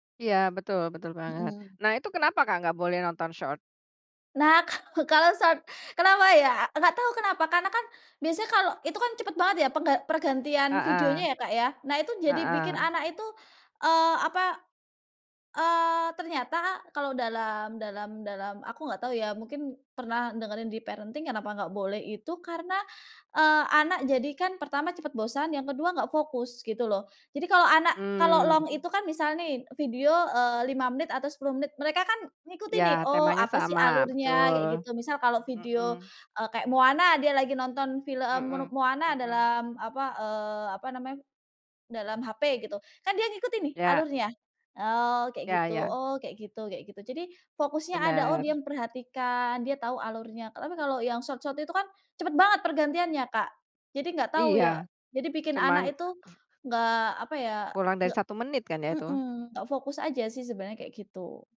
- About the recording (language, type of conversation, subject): Indonesian, podcast, Bagaimana cara mengatur waktu layar anak saat menggunakan gawai tanpa memicu konflik di rumah?
- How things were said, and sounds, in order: in English: "short?"; laughing while speaking: "kalau"; in English: "short"; in English: "parenting"; in English: "long"; in English: "short short"; other background noise